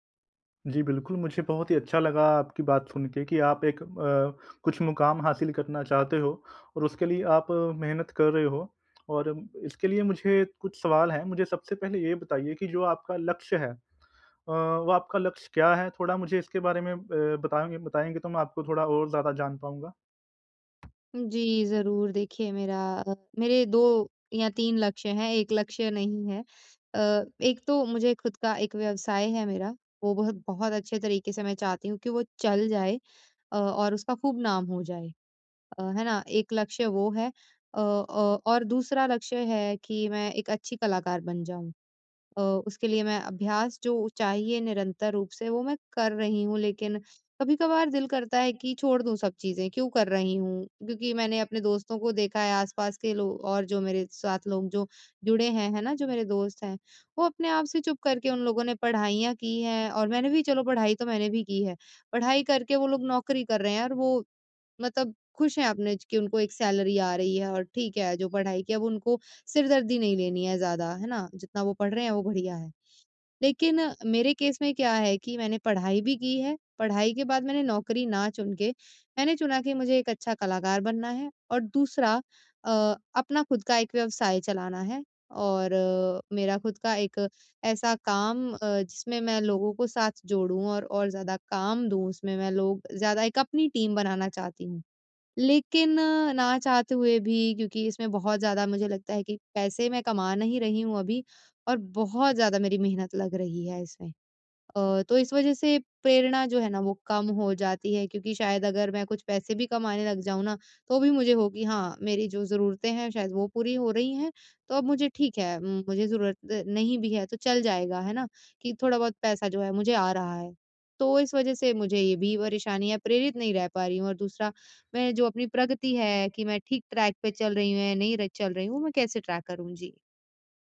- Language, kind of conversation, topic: Hindi, advice, मैं अपनी प्रगति की समीक्षा कैसे करूँ और प्रेरित कैसे बना रहूँ?
- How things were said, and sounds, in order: other background noise; in English: "सैलरी"; in English: "केस"; in English: "टीम"; in English: "ट्रैक"; in English: "ट्रैक"